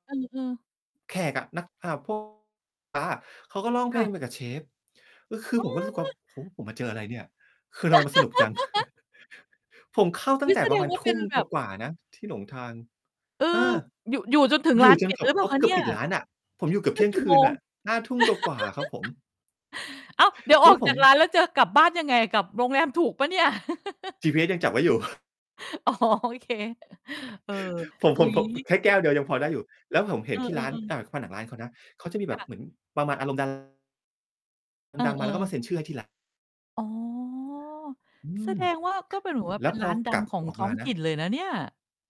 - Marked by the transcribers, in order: distorted speech; laugh; chuckle; tapping; laugh; laugh; chuckle; laughing while speaking: "อ๋อ โอเค"; chuckle; other background noise
- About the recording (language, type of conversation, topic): Thai, podcast, คุณเคยค้นพบอะไรโดยบังเอิญระหว่างท่องเที่ยวบ้าง?
- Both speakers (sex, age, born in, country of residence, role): female, 45-49, Thailand, Thailand, host; male, 45-49, Thailand, Thailand, guest